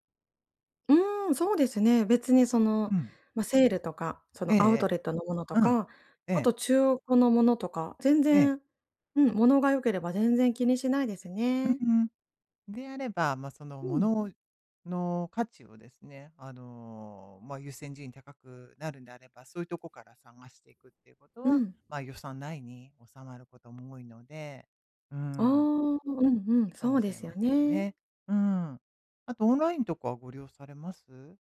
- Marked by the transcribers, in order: other background noise
- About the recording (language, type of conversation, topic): Japanese, advice, 予算内で自分に合うおしゃれな服や小物はどう探せばいいですか？